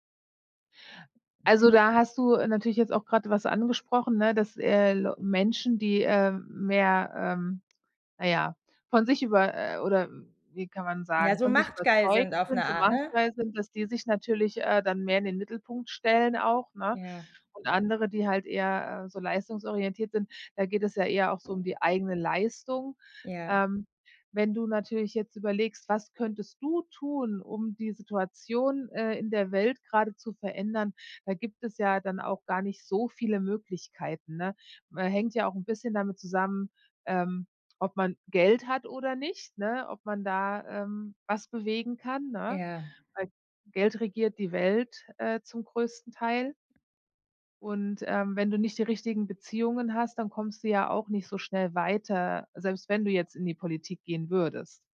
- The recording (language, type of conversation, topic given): German, advice, Wie kann ich emotionale Überforderung durch ständige Katastrophenmeldungen verringern?
- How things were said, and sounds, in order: other background noise; stressed: "du tun"